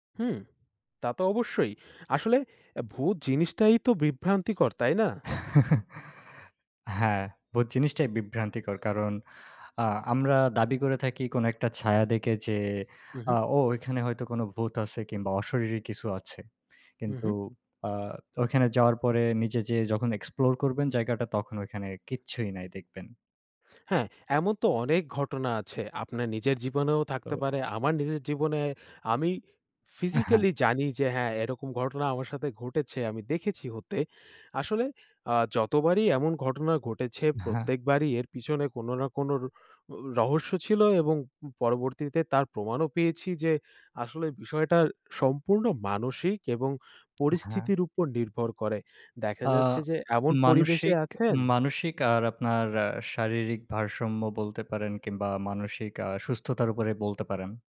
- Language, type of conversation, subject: Bengali, unstructured, ভূত নিয়ে আপনার সবচেয়ে আকর্ষণীয় ধারণা কী?
- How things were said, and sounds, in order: chuckle; tapping; "ভূত" said as "বুত"; in English: "explore"